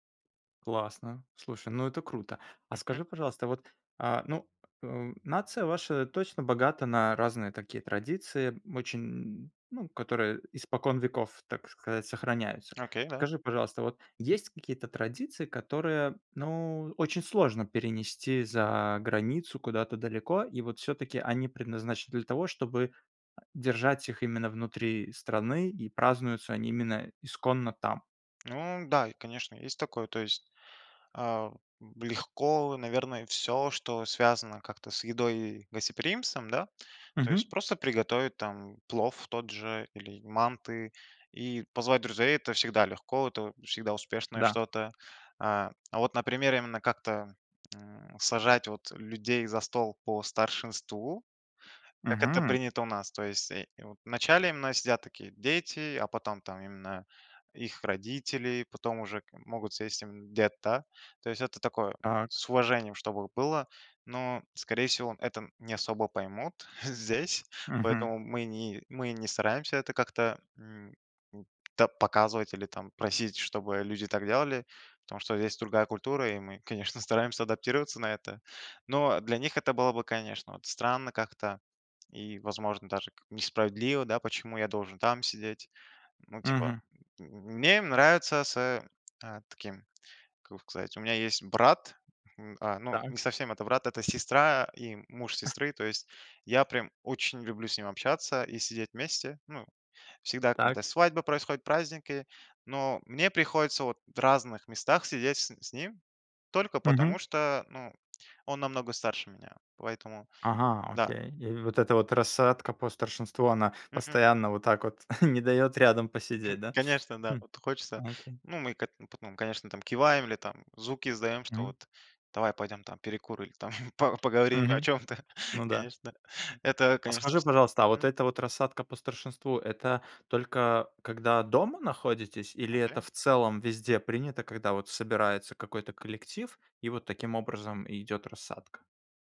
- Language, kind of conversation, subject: Russian, podcast, Как вы сохраняете родные обычаи вдали от родины?
- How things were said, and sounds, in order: chuckle; laughing while speaking: "здесь"; chuckle; chuckle; laughing while speaking: "чем-то"